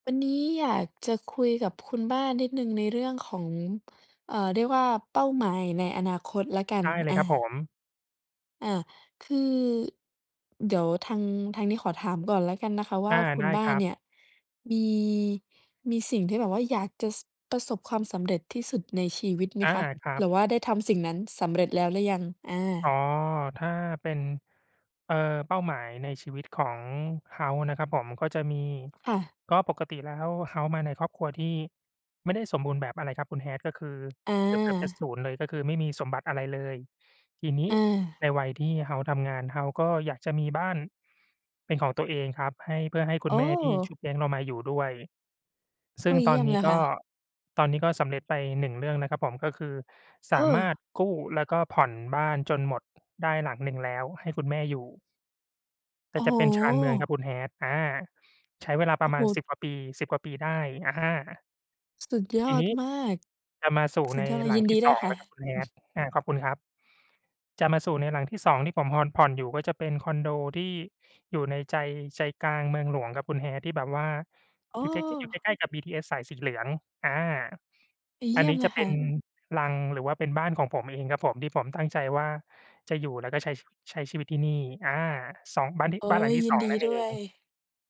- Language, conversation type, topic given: Thai, unstructured, คุณอยากทำอะไรให้สำเร็จที่สุดในชีวิต?
- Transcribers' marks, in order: tapping